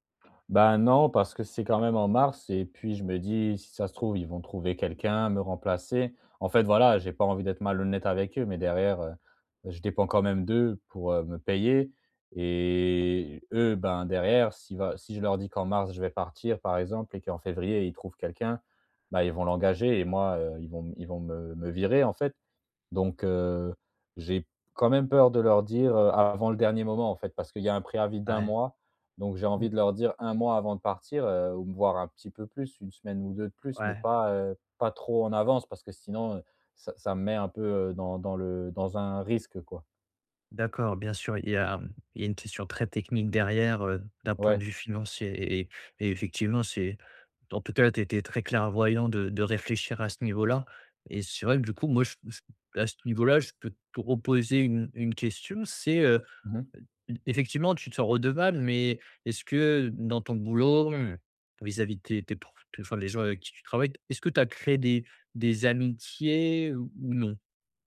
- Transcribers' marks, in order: drawn out: "et"; tapping
- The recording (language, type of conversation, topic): French, advice, Comment savoir si c’est le bon moment pour changer de vie ?